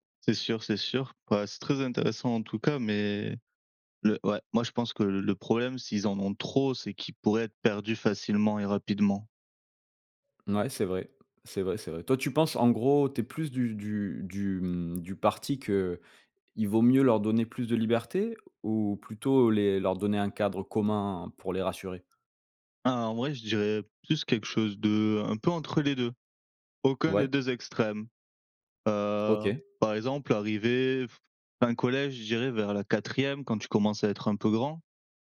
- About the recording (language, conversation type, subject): French, unstructured, Faut-il donner plus de liberté aux élèves dans leurs choix d’études ?
- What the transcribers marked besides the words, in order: none